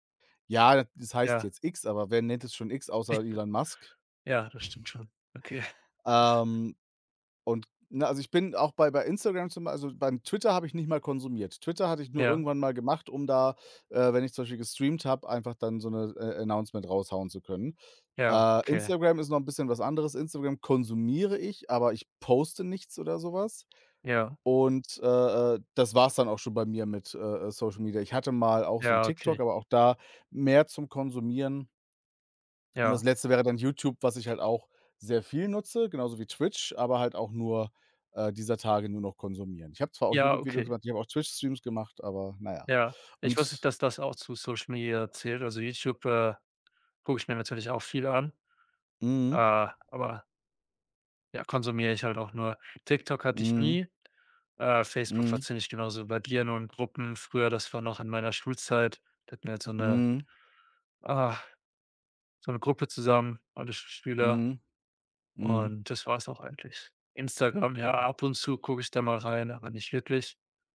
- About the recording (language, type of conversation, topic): German, unstructured, Wie beeinflussen soziale Medien unsere Wahrnehmung von Nachrichten?
- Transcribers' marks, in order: laughing while speaking: "Ja"; chuckle; chuckle; unintelligible speech; in English: "announcement"; other background noise